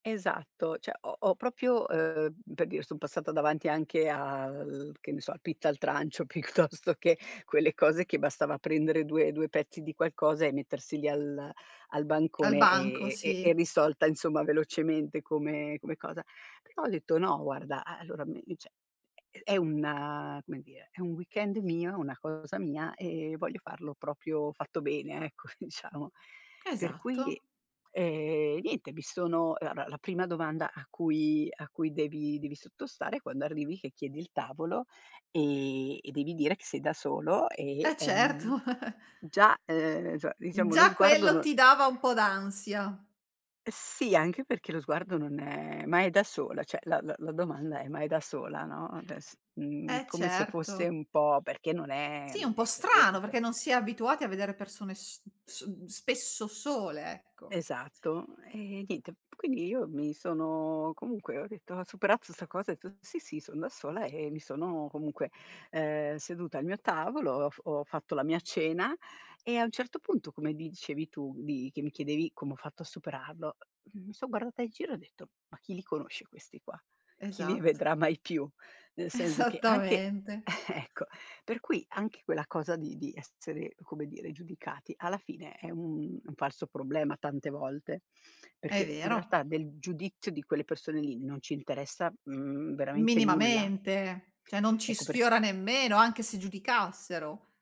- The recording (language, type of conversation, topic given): Italian, podcast, Qual è il viaggio che ti ha insegnato di più e perché?
- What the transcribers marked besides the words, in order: "cioè" said as "ceh"; "proprio" said as "propio"; laughing while speaking: "piuttosto che"; "cioè" said as "ceh"; in English: "weekend"; "proprio" said as "propio"; tapping; laughing while speaking: "diciamo"; laughing while speaking: "certo"; chuckle; "insomma" said as "insoma"; "cioè" said as "ceh"; other background noise; laughing while speaking: "Esattamente"; laughing while speaking: "ecco"; "cioè" said as "ceh"